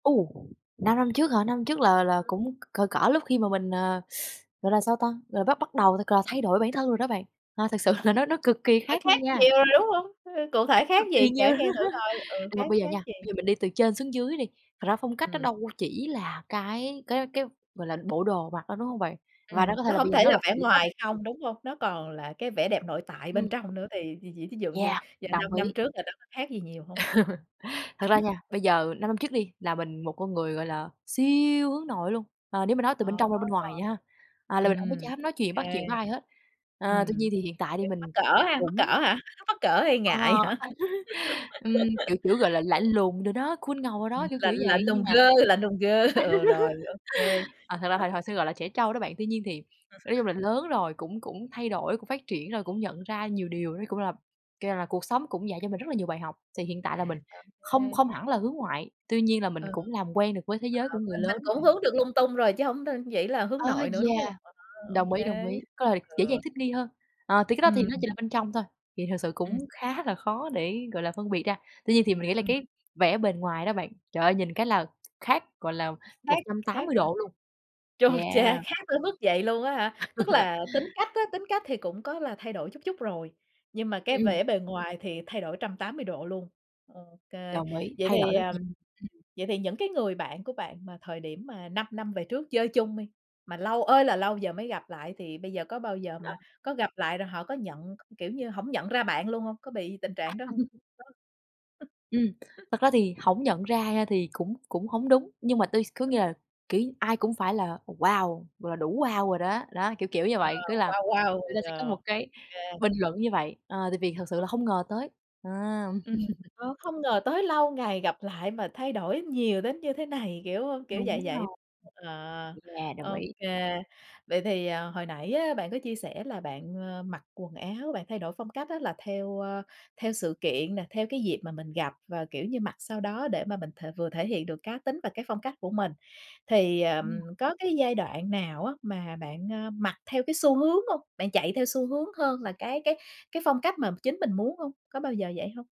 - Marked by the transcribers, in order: wind; other background noise; other noise; laughing while speaking: "sự"; tapping; unintelligible speech; laugh; laugh; chuckle; stressed: "siêu"; unintelligible speech; laugh; laughing while speaking: "hả?"; laugh; in English: "cool"; laugh; in English: "girl"; in English: "girl"; laughing while speaking: "ờ"; laugh; horn; unintelligible speech; unintelligible speech; laughing while speaking: "khá"; laugh; laughing while speaking: "Đúng rồi á"; laugh; unintelligible speech; unintelligible speech; laugh
- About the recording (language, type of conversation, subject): Vietnamese, podcast, Bạn mô tả phong cách cá nhân của mình như thế nào?